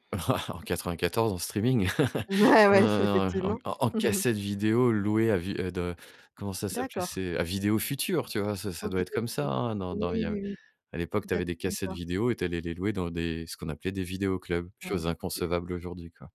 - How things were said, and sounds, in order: chuckle; laugh; laughing while speaking: "Ouais, ouais, effectivement"; other background noise
- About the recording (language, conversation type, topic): French, podcast, Quel film t’a vraiment marqué, et pourquoi ?